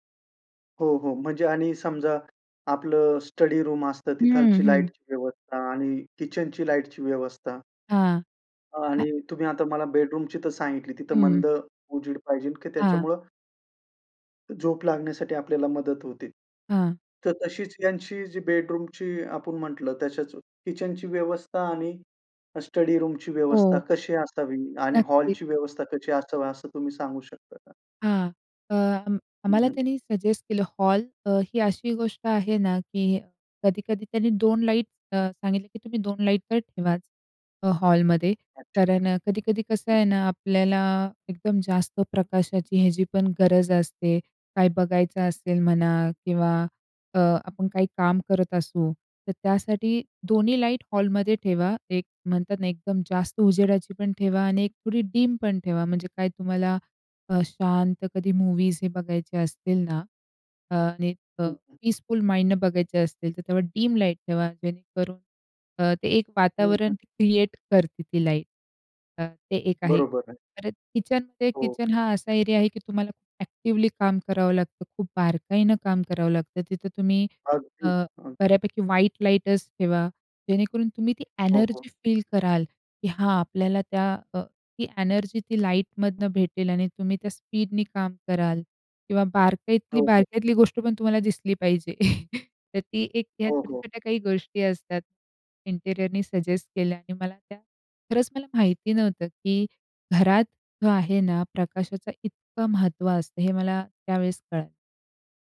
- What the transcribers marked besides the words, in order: in English: "स्टडी रूम"; in English: "लाईटची"; in English: "किचनची लाईटची"; in English: "बेडरूमची"; in English: "बेडरूमची"; in English: "स्टडीरूमची"; in English: "सजेस्ट"; other background noise; in English: "डीम पण"; in English: "मूवीज"; in English: "पीसफुल माइंडनं"; in English: "डीम लाईट"; in English: "ॲक्टिवली"; in English: "व्हाइट"; in English: "एनर्जी फील"; in English: "एनर्जी"; in English: "स्पीडने"; chuckle; in English: "इंटीरियरनी सजेस्ट"
- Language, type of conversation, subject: Marathi, podcast, घरात प्रकाश कसा असावा असं तुला वाटतं?